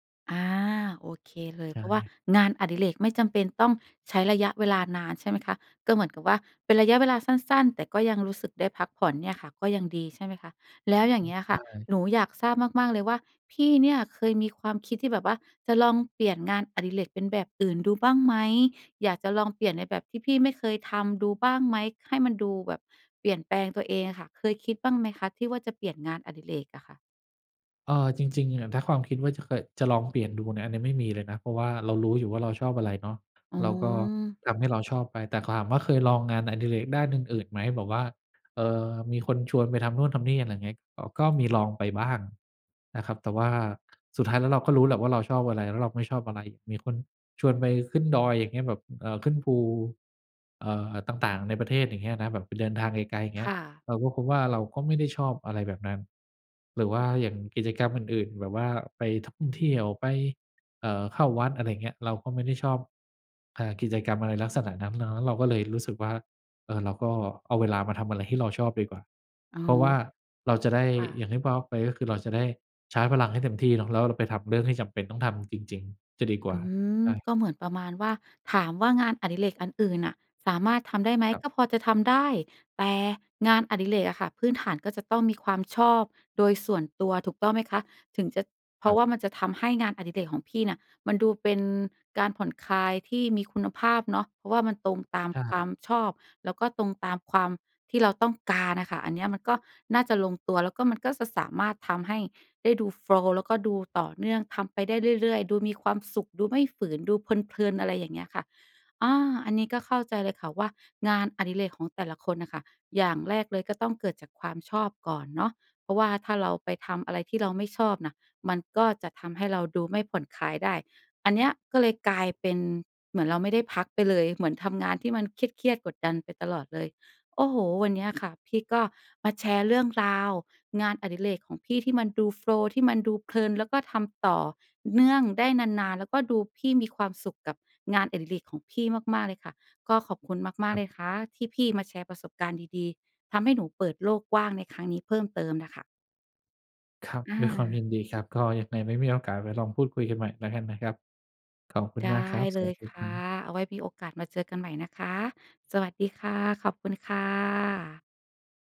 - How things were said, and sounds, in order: other background noise; "ถาม" said as "ขาม"; tapping; in English: "โฟลว์"; in English: "โฟลว์"
- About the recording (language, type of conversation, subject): Thai, podcast, บอกเล่าช่วงที่คุณเข้าโฟลว์กับงานอดิเรกได้ไหม?